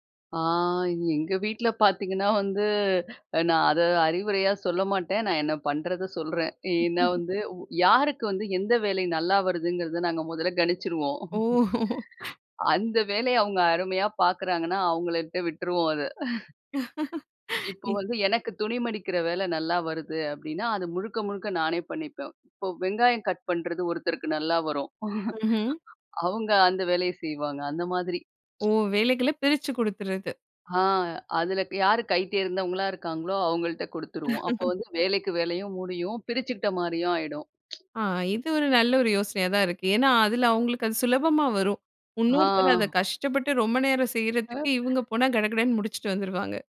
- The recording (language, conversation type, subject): Tamil, podcast, புதிதாக வீட்டில் குடியேறுபவருக்கு வீட்டை ஒழுங்காக வைத்துக்கொள்ள ஒரே ஒரு சொல்லில் நீங்கள் என்ன அறிவுரை சொல்வீர்கள்?
- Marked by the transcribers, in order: laugh; laughing while speaking: "கணிச்சுறுவோம். அந்த வேலைய அவுங்க அருமையா பாக்குறாங்கன்னா அவங்களட்ட விட்டுருவோம் அத"; laughing while speaking: "ஓ!"; breath; laugh; in English: "கட்"; chuckle; chuckle; other background noise